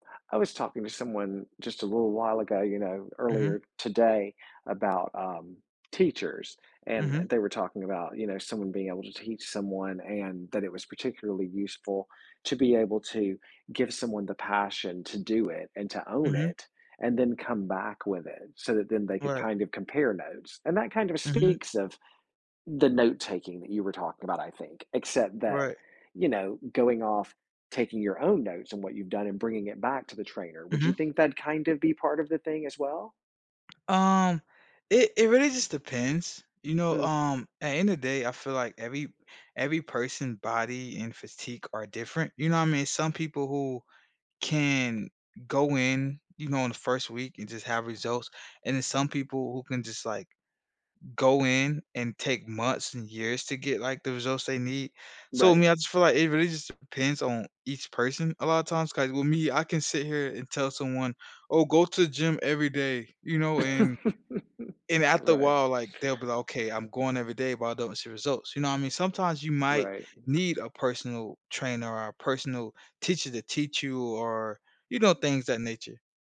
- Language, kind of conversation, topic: English, podcast, What are some effective ways to build a lasting fitness habit as a beginner?
- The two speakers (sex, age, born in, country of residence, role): male, 30-34, United States, United States, guest; male, 50-54, United States, United States, host
- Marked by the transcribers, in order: tapping; chuckle